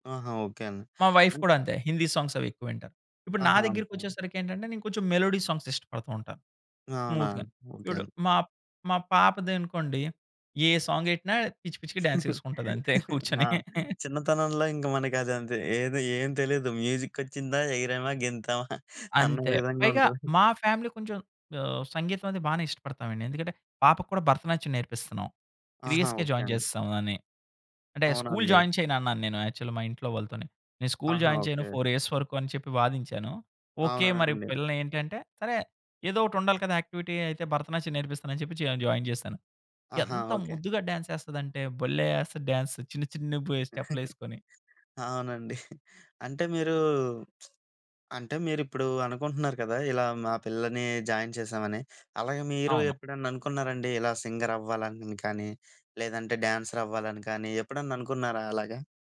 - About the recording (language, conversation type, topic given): Telugu, podcast, మీ కుటుంబ సంగీత అభిరుచి మీపై ఎలా ప్రభావం చూపింది?
- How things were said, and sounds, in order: in English: "వైఫ్"; in English: "సాంగ్స్"; in English: "మెలోడీ సాంగ్స్"; in English: "స్మూత్‌గా"; in English: "సాంగ్"; giggle; in English: "డాన్స్"; chuckle; laughing while speaking: "గెంతమా అన్న విధంగా ఉంటది"; in English: "ఫ్యామిలీ"; in English: "త్రీ"; in English: "జాయిన్"; other background noise; in English: "జాయిన్"; in English: "యాక్చువల్"; in English: "జాయిన్"; in English: "ఫోర్ యఇయర్స్"; in English: "యాక్టివిటీ"; in English: "జాయిన్"; in English: "డాన్స్"; in English: "డాన్స్"; in English: "స్టెప్‌లేసుకొని"; giggle; lip smack; in English: "జాయిన్"; in English: "సింగర్"; in English: "డ్యాన్సర్"